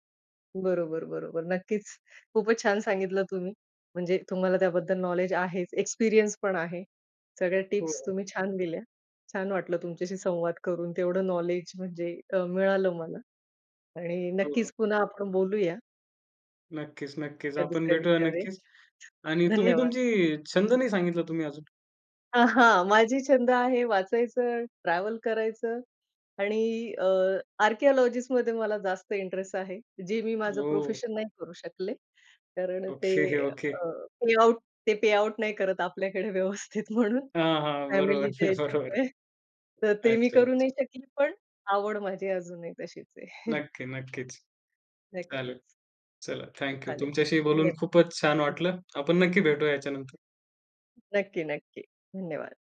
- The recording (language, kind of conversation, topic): Marathi, podcast, तुम्हाला कोणत्या छंदात सहजपणे तल्लीन होता येते?
- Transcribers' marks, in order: in English: "आर्किओलॉजिस्टमध्ये"; laughing while speaking: "ओके, ओके"; laughing while speaking: "आपल्याकडे व्यवस्थित म्हणून"; laughing while speaking: "बरोबर, बरोबर"; chuckle